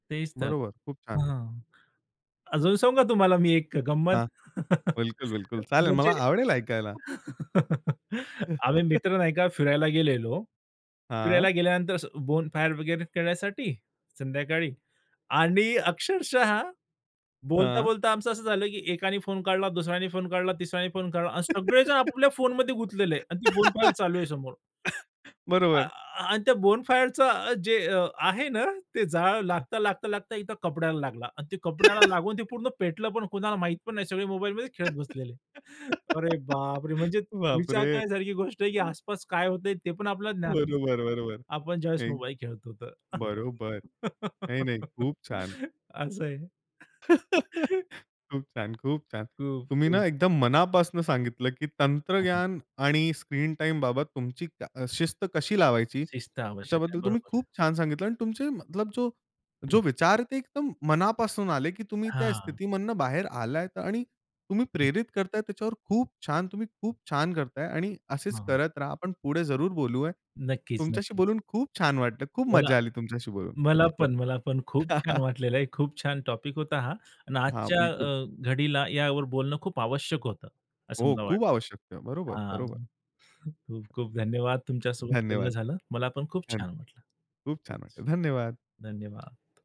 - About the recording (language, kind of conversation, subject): Marathi, podcast, तंत्रज्ञान आणि स्क्रीन टाइमबाबत तुमची काय शिस्त आहे?
- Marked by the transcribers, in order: laugh; chuckle; tapping; laugh; cough; other noise; laughing while speaking: "बरोबर"; laugh; giggle; laughing while speaking: "बाप रे!"; chuckle; surprised: "अरे बाप रे!"; laughing while speaking: "बरोबर, बरोबर. थँक"; other background noise; laugh; laughing while speaking: "खूप छान. खूप छान"; laugh; laughing while speaking: "असं आहे"; laugh